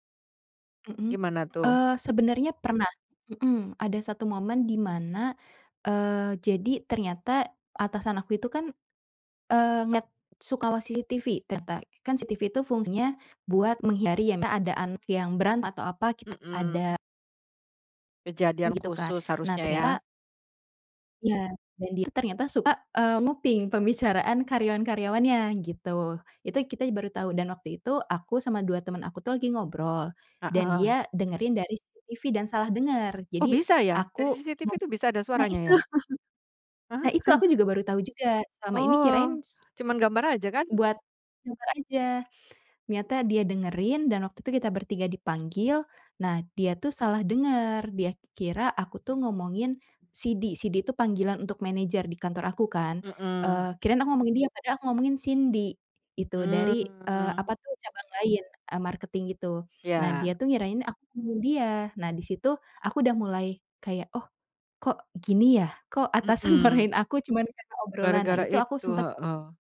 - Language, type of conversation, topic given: Indonesian, podcast, Bagaimana Anda menyadari Anda mengalami kelelahan mental akibat kerja dan bagaimana Anda memulihkan diri?
- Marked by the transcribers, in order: chuckle; other background noise; drawn out: "Mmm"; in English: "marketing"; laughing while speaking: "marahin"